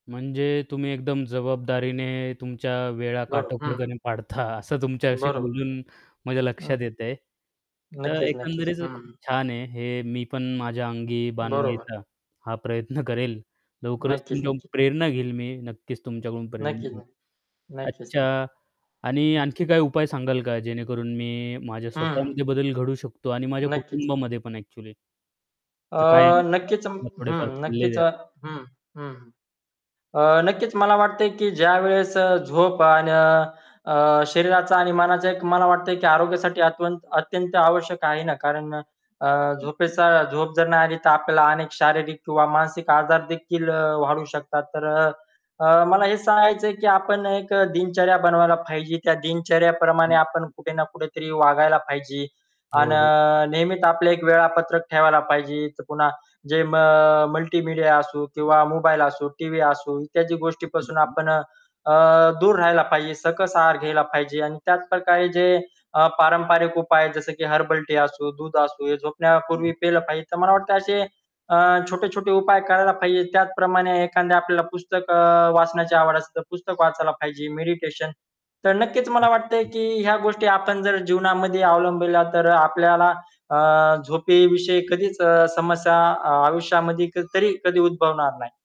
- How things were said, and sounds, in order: static; distorted speech; laughing while speaking: "पाडता, असं"; other background noise; tapping; laughing while speaking: "करेल"; unintelligible speech; other noise
- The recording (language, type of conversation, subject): Marathi, podcast, तुम्ही तुमच्या झोपेच्या सवयी कशा राखता आणि त्याबद्दलचा तुमचा अनुभव काय आहे?